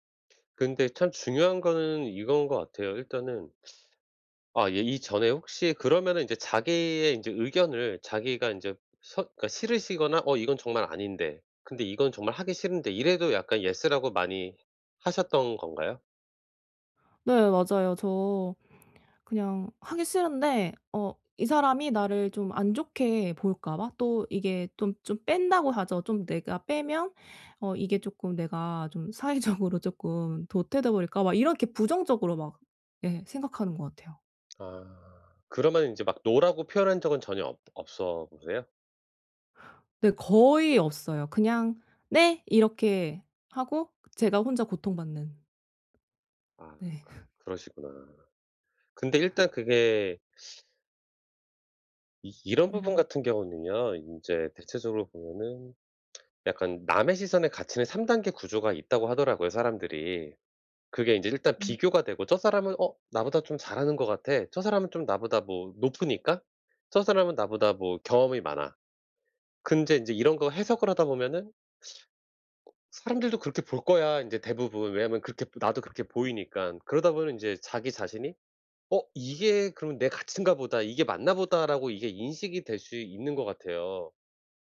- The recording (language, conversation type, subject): Korean, advice, 남들의 시선 속에서도 진짜 나를 어떻게 지킬 수 있을까요?
- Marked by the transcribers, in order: teeth sucking; other background noise; in English: "Yes"; laughing while speaking: "사회적으로"; in English: "No"; put-on voice: "네"; scoff; teeth sucking; lip smack; teeth sucking